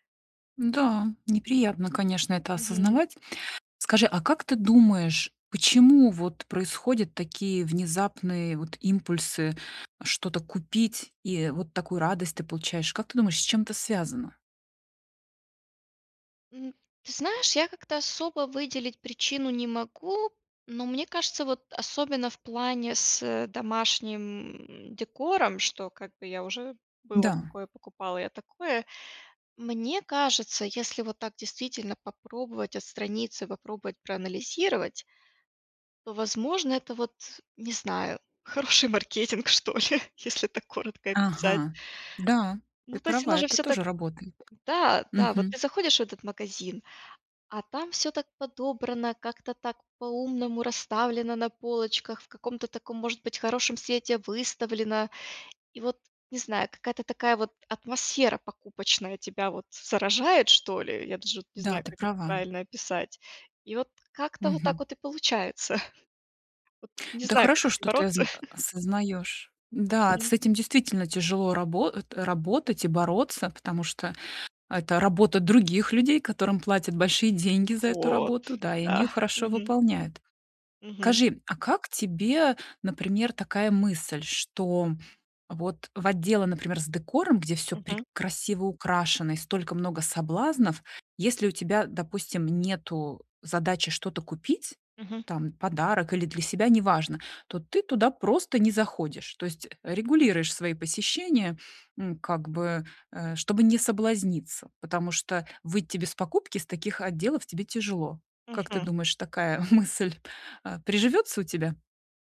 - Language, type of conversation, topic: Russian, advice, Как мне справляться с внезапными импульсами, которые мешают жить и принимать решения?
- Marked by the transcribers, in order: laughing while speaking: "хороший маркетинг что ли"; tapping; chuckle; chuckle; chuckle